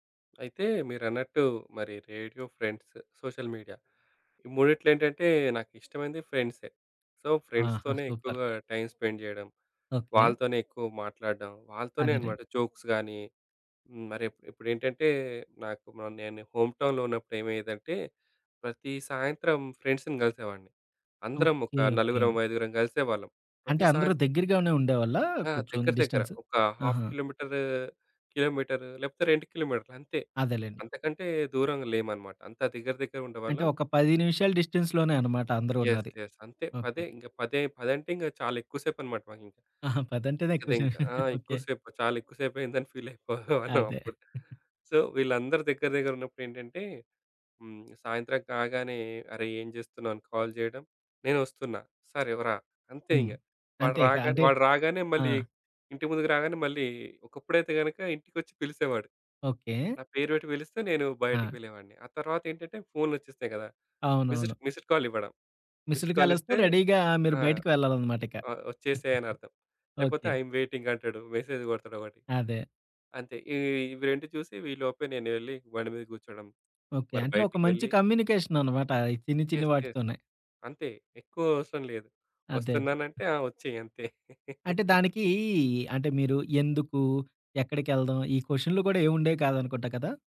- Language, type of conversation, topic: Telugu, podcast, రేడియో వినడం, స్నేహితులతో పక్కాగా సమయం గడపడం, లేక సామాజిక మాధ్యమాల్లో ఉండడం—మీకేం ఎక్కువగా ఆకర్షిస్తుంది?
- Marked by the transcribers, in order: in English: "ఫ్రెండ్స్, సోషల్ మీడియా"; in English: "సో, ఫ్రెండ్స్‌తోనే"; in English: "సూపర్"; in English: "టైమ్ స్పెండ్"; in English: "జోక్స్"; in English: "హోమ్‌టౌన్‌లో"; in English: "ఫ్రెండ్స్‌ని"; tapping; in English: "డిస్టెన్స్?"; in English: "హాఫ్"; in English: "డిస్టెన్స్‌లోనే"; in English: "యెస్, యెస్"; chuckle; laughing while speaking: "ఫీలయిపోయెవాళ్ళం అప్పుడు"; chuckle; in English: "సో"; in English: "కాల్"; other background noise; in English: "మిస్ట్ మిస్డ్ కాల్"; in English: "మిస్డ్ కాల్"; in English: "మిస్ట్ కాల్"; in English: "రెడీగా"; giggle; in English: "అయామ్ వెయిటింగ్"; in English: "మెసేజ్"; in English: "యెస్, యెస్"; chuckle